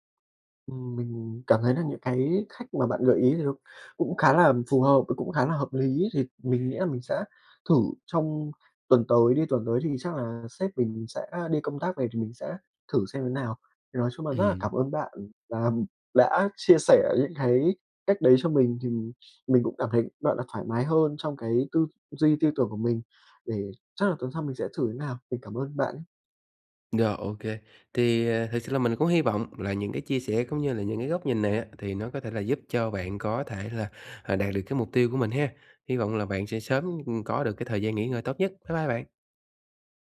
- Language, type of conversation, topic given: Vietnamese, advice, Bạn sợ bị đánh giá như thế nào khi bạn cần thời gian nghỉ ngơi hoặc giảm tải?
- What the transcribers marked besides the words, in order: other background noise; sniff